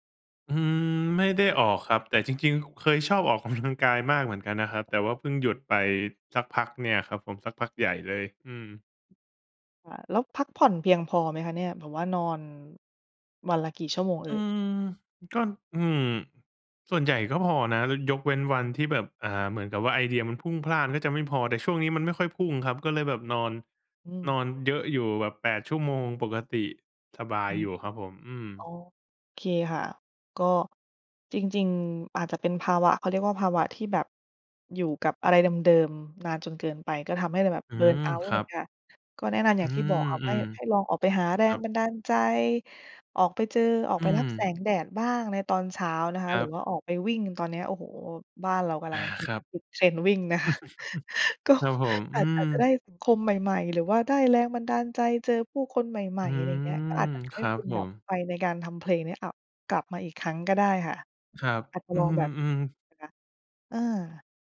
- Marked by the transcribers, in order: other noise; laughing while speaking: "กำลัง"; in English: "เบิร์นเอาต์"; other background noise; chuckle; laughing while speaking: "นะคะ ก็"
- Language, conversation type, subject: Thai, advice, ทำอย่างไรดีเมื่อหมดแรงจูงใจทำงานศิลปะที่เคยรัก?